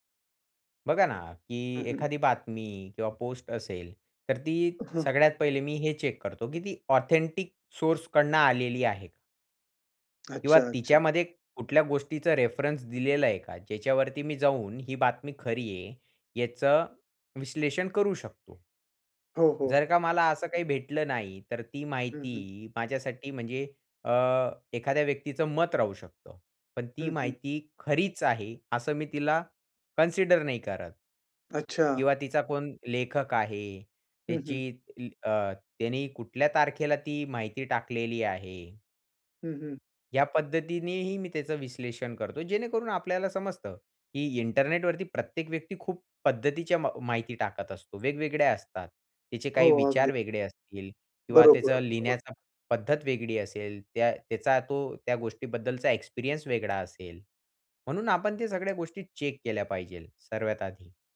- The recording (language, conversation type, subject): Marathi, podcast, इंटरनेटवर माहिती शोधताना तुम्ही कोणत्या गोष्टी तपासता?
- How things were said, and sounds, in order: in English: "चेक"; in English: "ऑथेंटिक"; in English: "रेफरन्स"; other background noise; in English: "कन्सिडर"; in English: "एक्सपिरियंस"; tapping; in English: "चेक"; "सर्वात" said as "सर्व्यात"